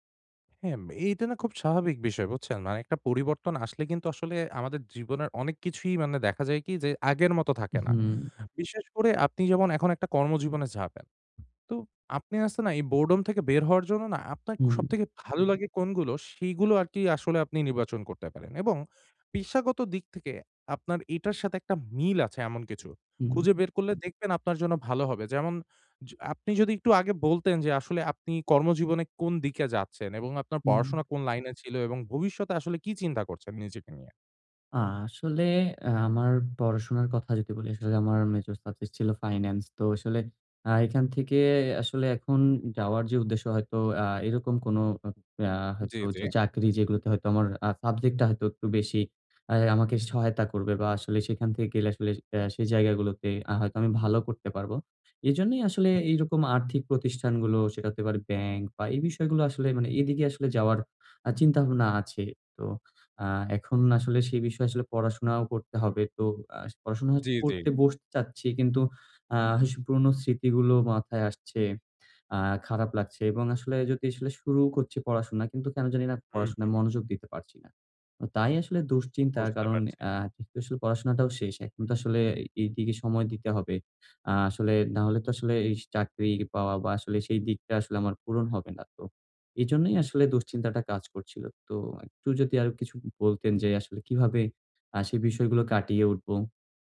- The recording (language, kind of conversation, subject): Bengali, advice, বোর হয়ে গেলে কীভাবে মনোযোগ ফিরে আনবেন?
- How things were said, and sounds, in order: other noise